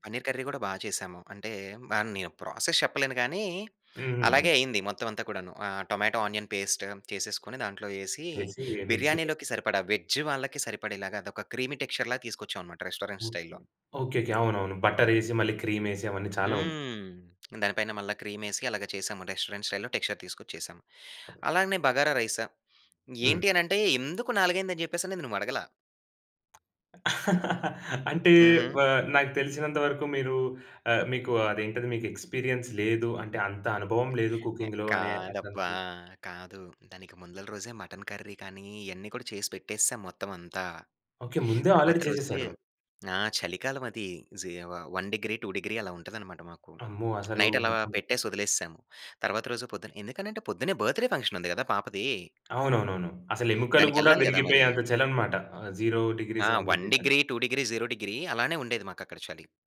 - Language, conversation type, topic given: Telugu, podcast, అతిథుల కోసం వండేటప్పుడు ఒత్తిడిని ఎలా ఎదుర్కొంటారు?
- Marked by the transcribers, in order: in English: "పన్నీర్ కర్రీ"; in English: "ప్రాసెస్"; in English: "టొమాటో ఆనియన్ పేస్ట్"; in English: "వెజ్జ్"; in English: "క్రీమీ టెక్చర్‌లాగా"; in English: "రెస్టారెంట్ స్టైల్‌లో"; tapping; in English: "రెస్టారెంట్ స్టైల్‌లో టెక్చర్"; other background noise; in English: "రైస్"; laugh; in English: "ఎక్స్‌పీరియన్స్"; in English: "కుకింగ్‌లో"; other noise; in English: "మటన్ కర్రీ"; in English: "ఆల్రెడీ"; in English: "వ వన్ డిగ్రీ టూ డిగ్రీ"; in English: "నైట్"; in English: "బర్త్‌డే"; in English: "జీరో డిగ్రీస్, వన్"; in English: "వన్ డిగ్రీ, టూ డిగ్రీ, జీరో డిగ్రీ"